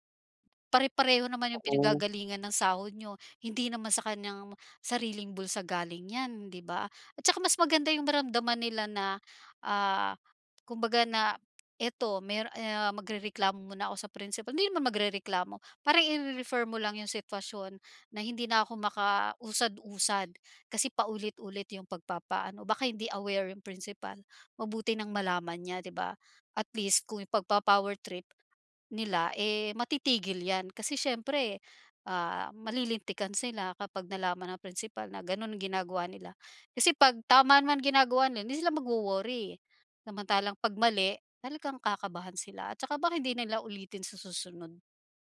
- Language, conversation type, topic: Filipino, advice, Paano ako mananatiling kalmado kapag tumatanggap ako ng kritisismo?
- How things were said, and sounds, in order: none